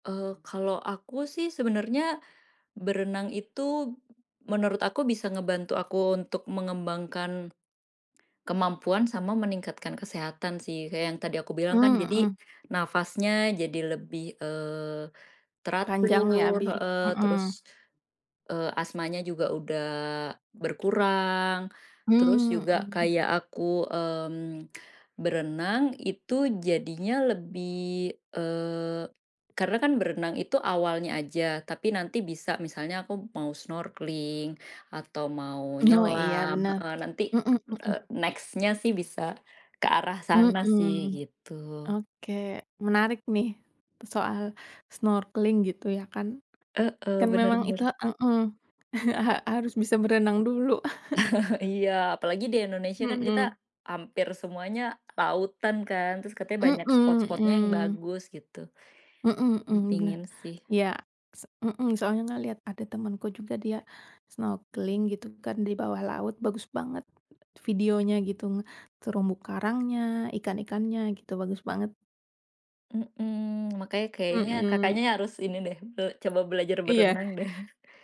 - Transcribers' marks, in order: swallow; other background noise; tapping; background speech; laughing while speaking: "Oh"; in English: "next-nya"; chuckle; chuckle; chuckle
- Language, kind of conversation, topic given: Indonesian, unstructured, Apa manfaat yang kamu rasakan dari memiliki hobi?